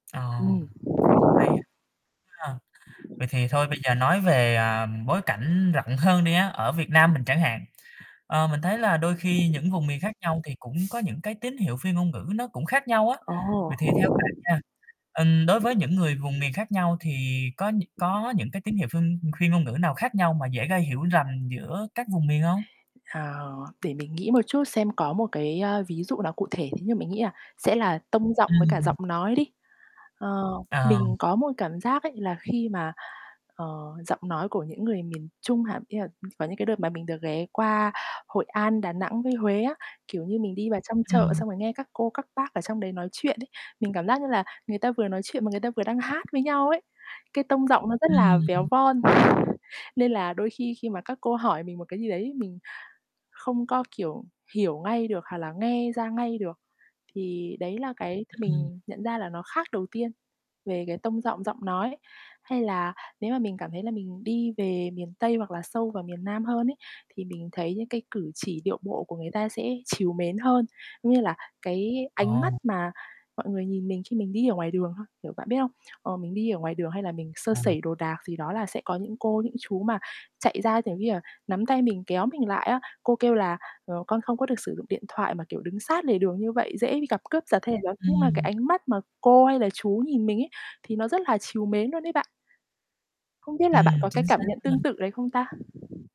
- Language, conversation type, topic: Vietnamese, podcast, Bạn thường đọc và hiểu các tín hiệu phi ngôn ngữ của người khác như thế nào?
- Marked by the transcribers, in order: tapping; static; distorted speech; wind; other background noise